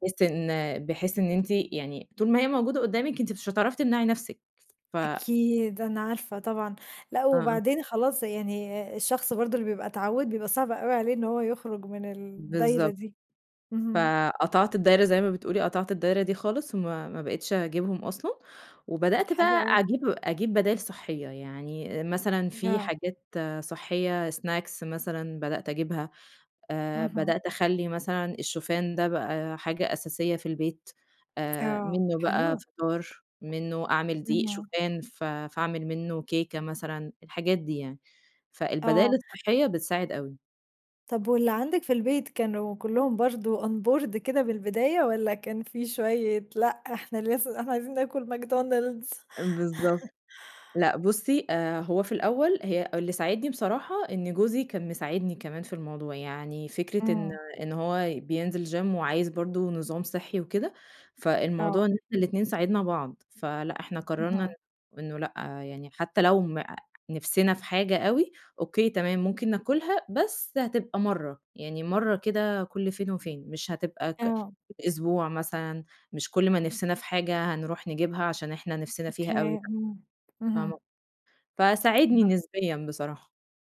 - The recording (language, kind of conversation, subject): Arabic, podcast, إزاي تجهّز أكل صحي بسرعة في البيت؟
- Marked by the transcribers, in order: in English: "سناكس"; tapping; in English: "onboard"; chuckle; in English: "gym"